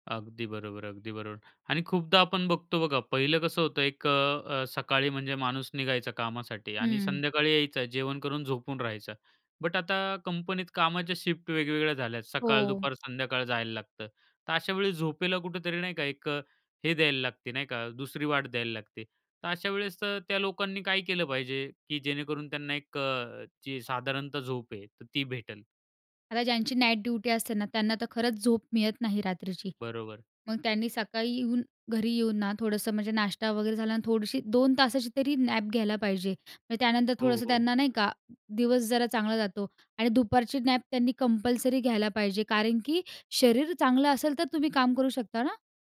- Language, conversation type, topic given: Marathi, podcast, झोप सुधारण्यासाठी तुम्ही कोणते साधे उपाय वापरता?
- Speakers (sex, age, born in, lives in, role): female, 20-24, India, India, guest; male, 25-29, India, India, host
- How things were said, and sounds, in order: in English: "नॅप"; tapping; other background noise; in English: "नॅप"; in English: "कंपल्सरी"